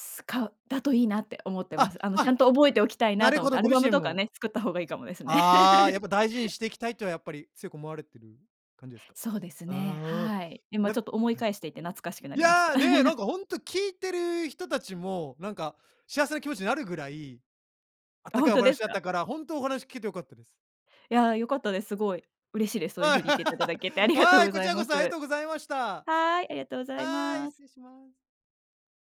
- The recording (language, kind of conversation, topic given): Japanese, podcast, 家族との思い出で一番心に残っていることは？
- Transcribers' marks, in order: laugh; laugh; laugh